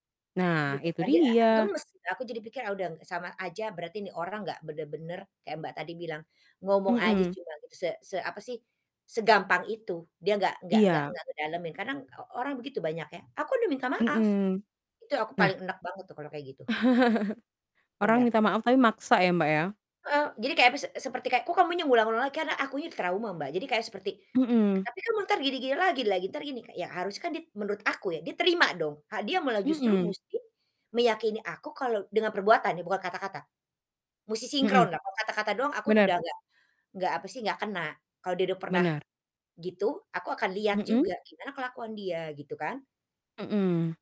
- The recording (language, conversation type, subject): Indonesian, unstructured, Apa yang membuatmu merasa bahagia setelah berdamai dengan seseorang?
- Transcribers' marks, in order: static; distorted speech; other background noise; laugh